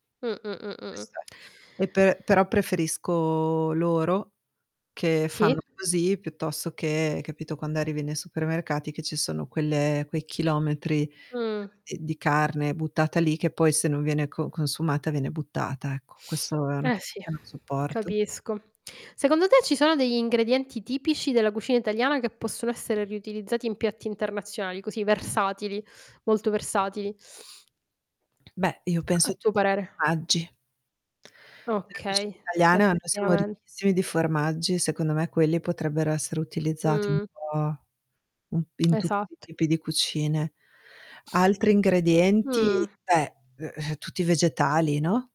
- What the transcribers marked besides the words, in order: distorted speech; drawn out: "preferisco"; tapping; other background noise; mechanical hum
- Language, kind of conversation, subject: Italian, unstructured, Ti affascina di più la cucina italiana o quella internazionale?